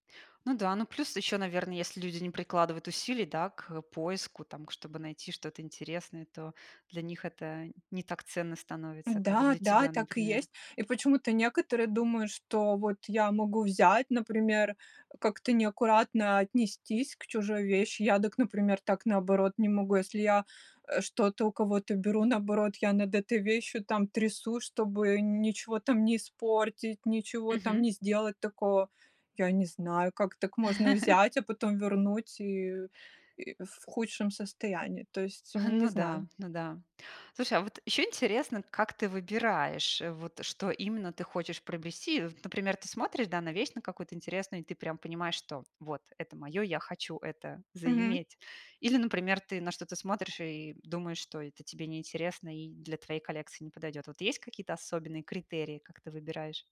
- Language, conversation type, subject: Russian, podcast, Какое у вас любимое хобби и как и почему вы им увлеклись?
- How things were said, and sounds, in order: chuckle; chuckle